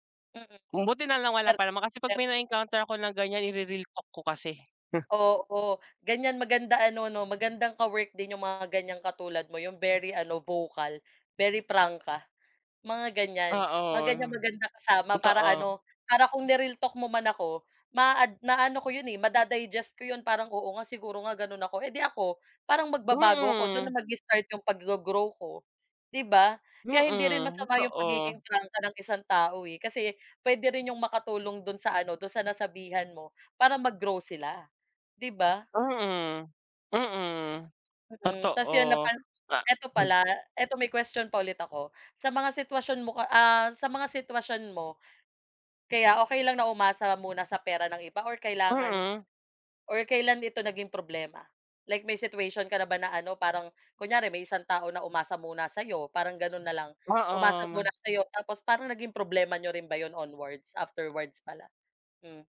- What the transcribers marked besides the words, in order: unintelligible speech; other background noise
- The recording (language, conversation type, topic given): Filipino, unstructured, Ano ang palagay mo sa mga taong laging umaasa sa pera ng iba?